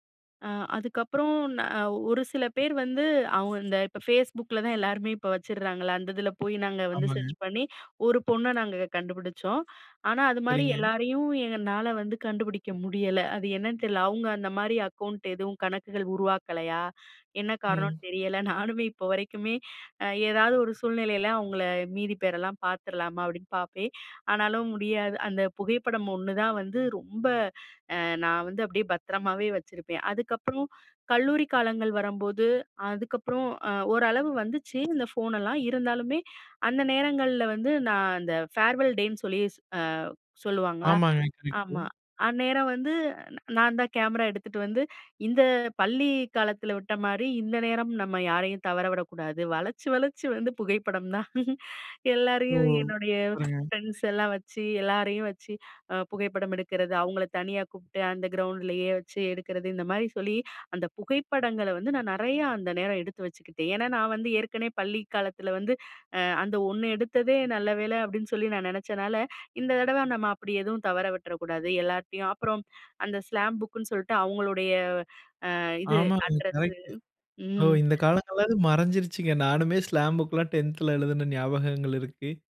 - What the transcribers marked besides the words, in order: in English: "சர்ச்"; in English: "ஃபேர்வெல் டேன்னு"; chuckle; laughing while speaking: "எல்லாரையும்"; in English: "ஸ்லாம் புக்குன்னு"; in English: "ஸ்லாம் புக்"
- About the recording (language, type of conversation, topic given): Tamil, podcast, பழைய புகைப்படங்களைப் பார்த்தால் உங்களுக்கு என்ன மாதிரியான உணர்வுகள் வரும்?